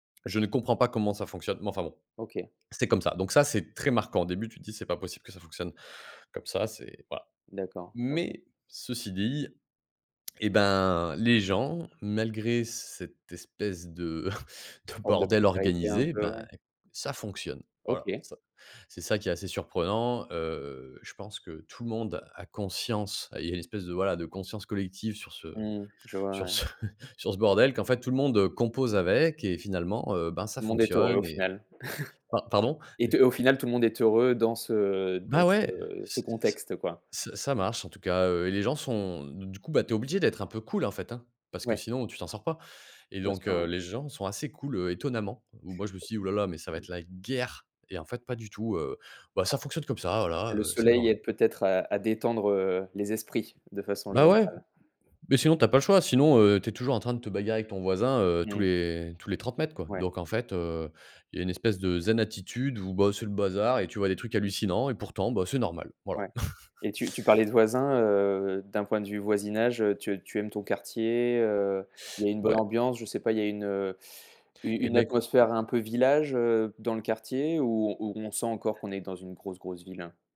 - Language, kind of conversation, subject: French, podcast, Quelle ville t’a le plus surpris, et pourquoi ?
- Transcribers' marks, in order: stressed: "très"; stressed: "mais"; chuckle; stressed: "fonctionne"; chuckle; chuckle; other background noise; stressed: "guerre"; chuckle